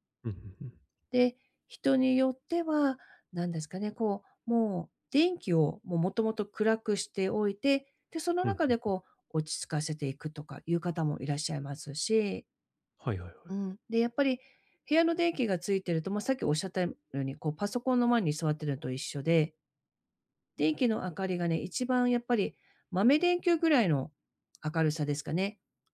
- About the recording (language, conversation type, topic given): Japanese, advice, 寝つきが悪いとき、効果的な就寝前のルーティンを作るにはどうすればよいですか？
- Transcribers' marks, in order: other background noise; tapping